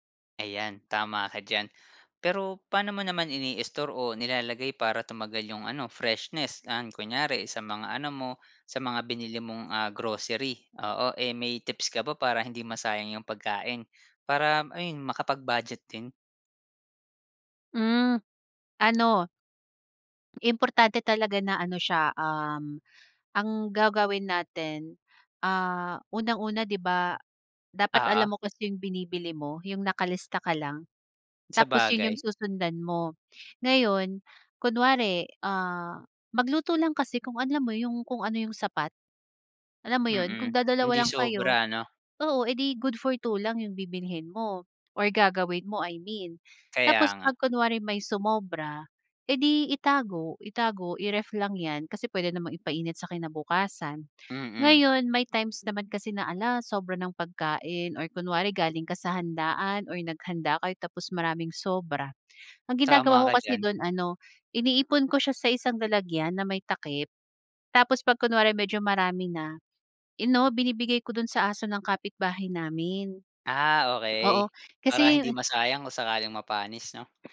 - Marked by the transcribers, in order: none
- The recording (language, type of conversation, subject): Filipino, podcast, Ano-anong masusustansiyang pagkain ang madalas mong nakaimbak sa bahay?